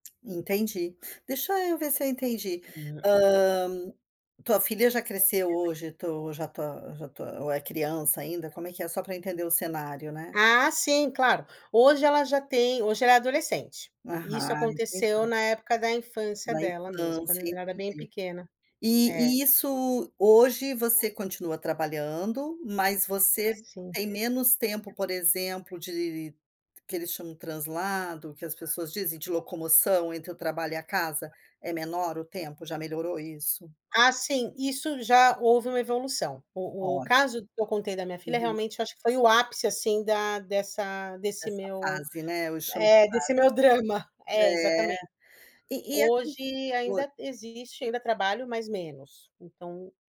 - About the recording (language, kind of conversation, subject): Portuguese, advice, Como você pode descrever a dificuldade em equilibrar trabalho e vida pessoal?
- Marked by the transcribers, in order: tapping; unintelligible speech; other background noise; background speech